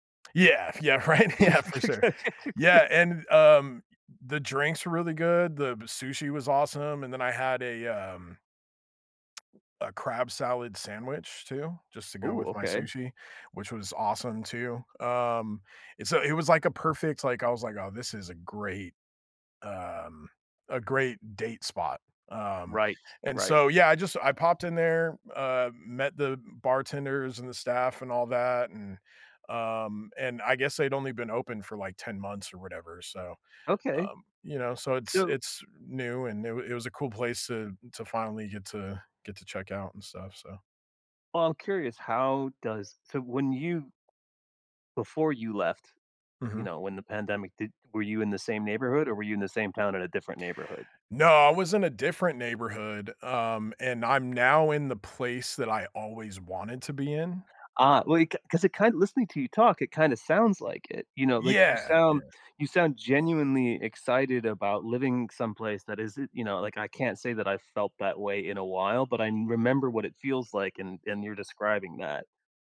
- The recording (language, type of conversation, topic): English, unstructured, How can I make my neighborhood worth lingering in?
- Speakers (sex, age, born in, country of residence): male, 40-44, United States, United States; male, 50-54, United States, United States
- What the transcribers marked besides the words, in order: laughing while speaking: "yeah, right, yeah, for sure"; laugh; tongue click; tapping